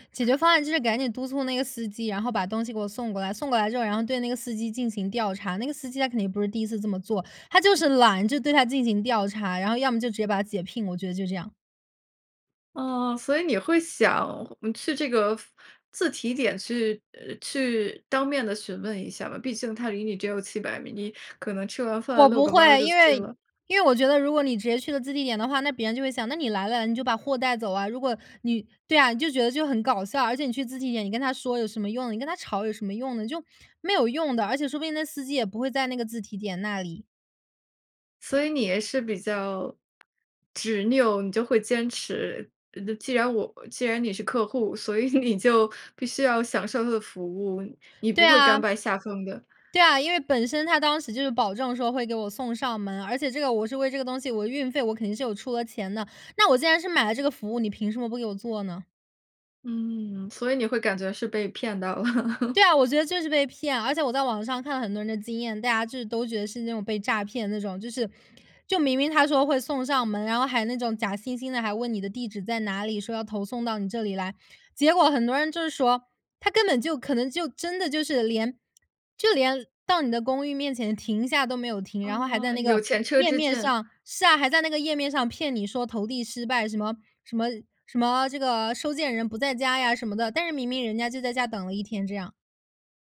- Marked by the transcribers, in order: laughing while speaking: "你就"; laughing while speaking: "了"; laugh
- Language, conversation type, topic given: Chinese, podcast, 你有没有遇到过网络诈骗，你是怎么处理的？